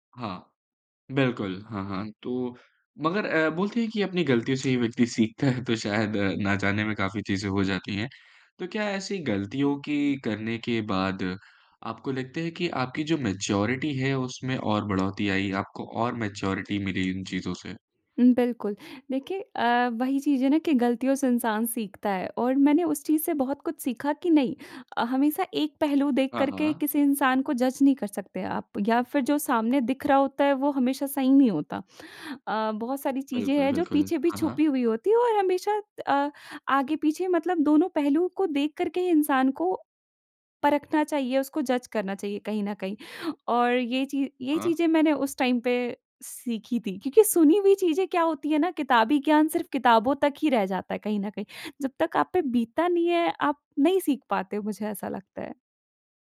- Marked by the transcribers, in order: tapping; in English: "मैच्योरिटी"; in English: "मैच्योरिटी"; in English: "जज"; in English: "जज"; in English: "टाइम"
- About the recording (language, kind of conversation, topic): Hindi, podcast, कौन सी गलती बाद में आपके लिए वरदान साबित हुई?